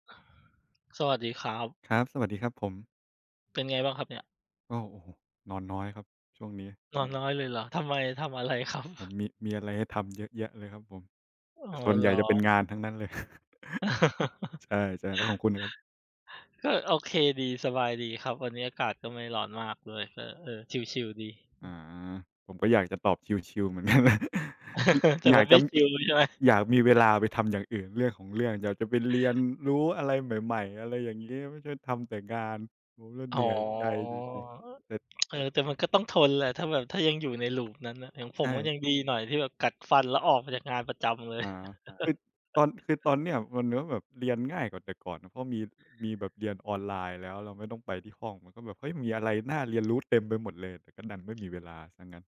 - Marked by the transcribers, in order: other noise; chuckle; chuckle; laughing while speaking: "กันนะ"; chuckle; laughing while speaking: "แต่มันไม่ชิลใช่ไหม ?"; other background noise; chuckle; drawn out: "อ๋อ"; chuckle; tapping
- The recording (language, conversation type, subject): Thai, unstructured, คุณคิดว่าการเรียนออนไลน์ดีกว่าการเรียนในห้องเรียนหรือไม่?